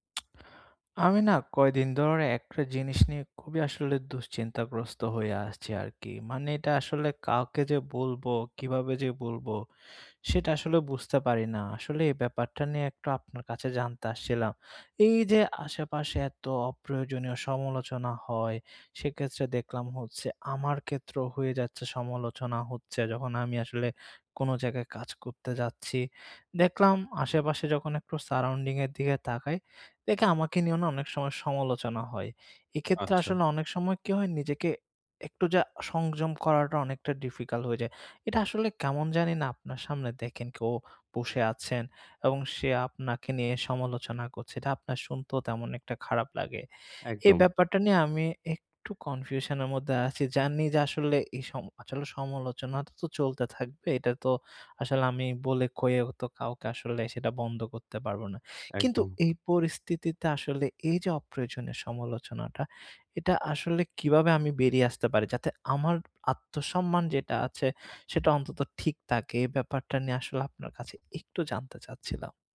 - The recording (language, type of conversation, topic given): Bengali, advice, অপ্রয়োজনীয় সমালোচনার মুখে কীভাবে আত্মসম্মান বজায় রেখে নিজেকে রক্ষা করতে পারি?
- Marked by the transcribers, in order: tapping; "সেক্ষেত্রে" said as "সেক্ষেস্রে"; "কেউ" said as "কও"